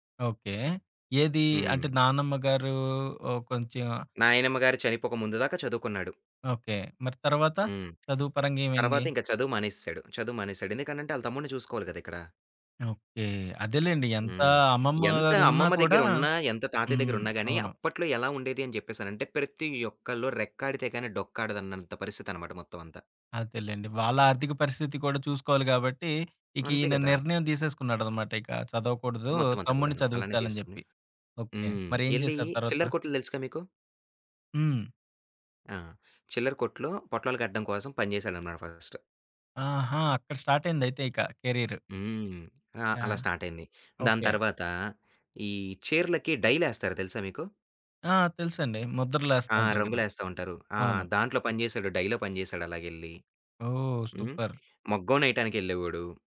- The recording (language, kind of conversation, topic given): Telugu, podcast, మీ కుటుంబ వలస కథను ఎలా చెప్పుకుంటారు?
- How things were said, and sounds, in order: other background noise; in English: "ఫస్ట్"; tapping; in English: "సూపర్!"